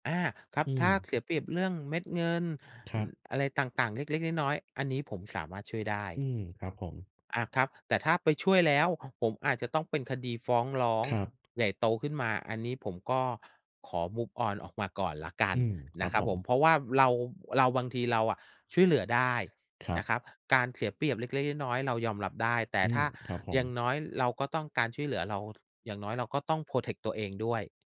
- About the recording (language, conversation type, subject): Thai, unstructured, ถ้าคุณสามารถช่วยใครสักคนได้โดยไม่หวังผลตอบแทน คุณจะช่วยไหม?
- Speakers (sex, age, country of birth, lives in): male, 30-34, Thailand, Thailand; male, 45-49, Thailand, Thailand
- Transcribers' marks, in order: tapping; in English: "move on"; in English: "protect"